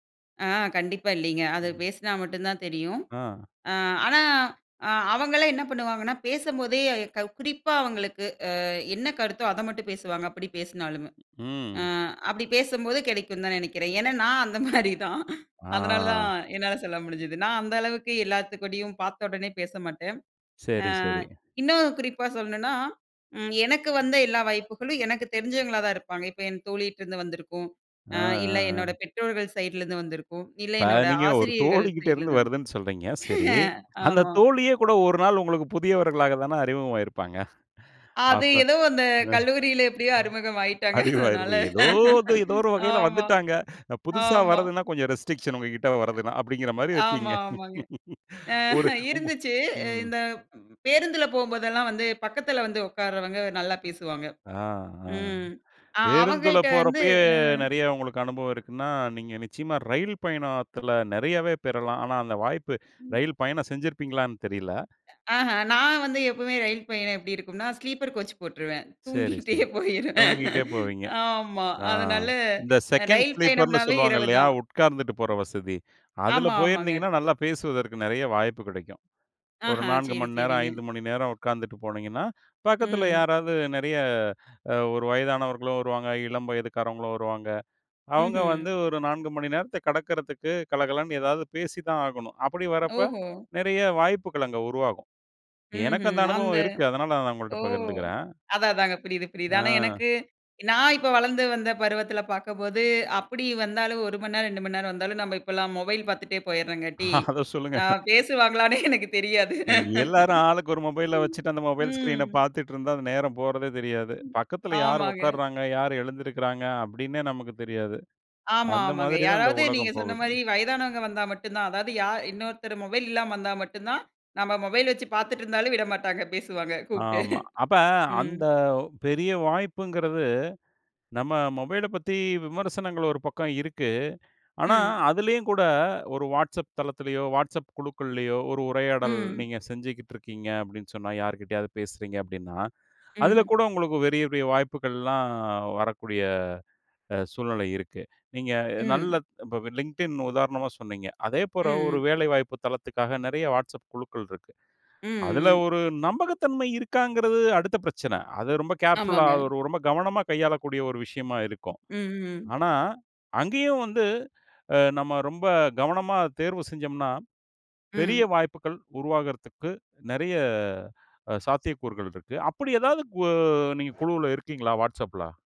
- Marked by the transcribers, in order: laughing while speaking: "மாரிதான்"; drawn out: "ஆ"; laughing while speaking: "தோழிகிட்ட"; laugh; laughing while speaking: "ஆய்ட்டாங்க. அதனால ஆமா, ஆமா"; in English: "ரெஸ்ட்ரிக்ஷன்"; chuckle; in English: "ஸ்லீப்பர் கோச்"; laughing while speaking: "தூங்கிகிட்டே போயிருவேன்"; in English: "செகண்ட் ஸ்லீப்பர்னு"; "மணி" said as "மண்"; laughing while speaking: "அத சொல்லுங்க"; laughing while speaking: "பேசுவாங்களானே எனக்குத் தெரியாது"; chuckle; in English: "கேர்ஃபுல்லா"
- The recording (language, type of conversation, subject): Tamil, podcast, சிறு உரையாடலால் பெரிய வாய்ப்பு உருவாகலாமா?